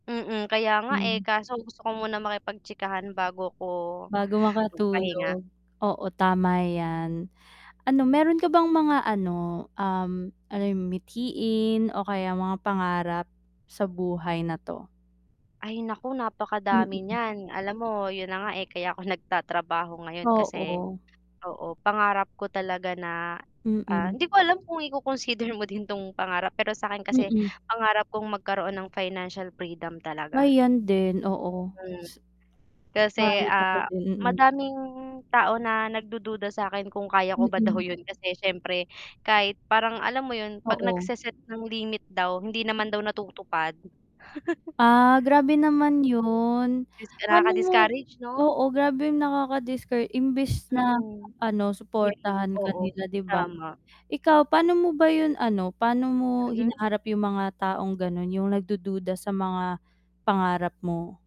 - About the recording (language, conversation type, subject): Filipino, unstructured, Paano mo haharapin ang mga taong nagdududa sa pangarap mo?
- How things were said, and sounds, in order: static; mechanical hum; other background noise; wind; tapping; distorted speech; chuckle